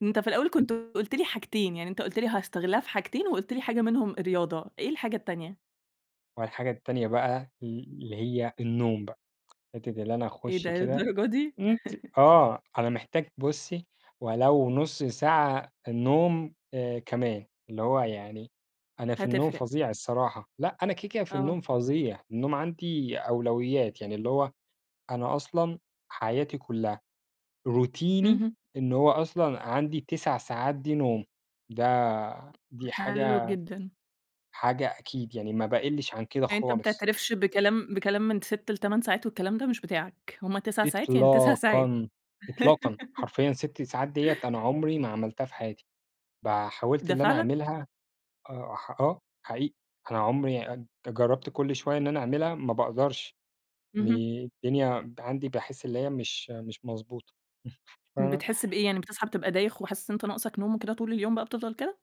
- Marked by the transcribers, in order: laugh; in English: "روتيني"; other background noise; giggle; chuckle; laughing while speaking: "فاهمة؟"
- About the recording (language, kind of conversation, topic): Arabic, podcast, لو ادّوك ساعة زيادة كل يوم، هتستغلّها إزاي؟